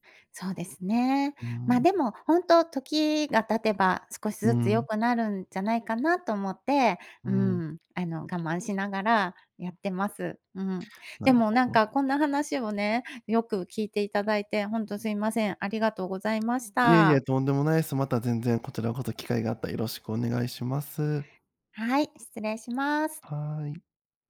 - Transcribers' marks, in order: other background noise; tapping
- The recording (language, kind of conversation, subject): Japanese, advice, 共通の友達との関係をどう保てばよいのでしょうか？
- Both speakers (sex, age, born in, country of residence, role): female, 50-54, Japan, Japan, user; male, 30-34, Japan, Japan, advisor